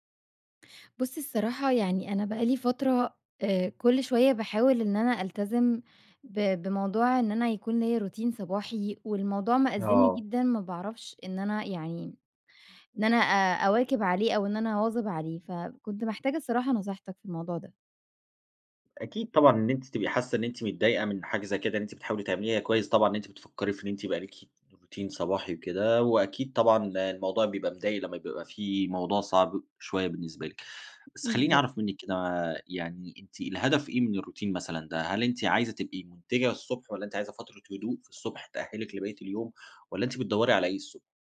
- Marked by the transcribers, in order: in English: "روتين"; in English: "روتين"; in English: "الروتين"
- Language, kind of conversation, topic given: Arabic, advice, إزاي أقدر أبني روتين صباحي ثابت ومايتعطلش بسرعة؟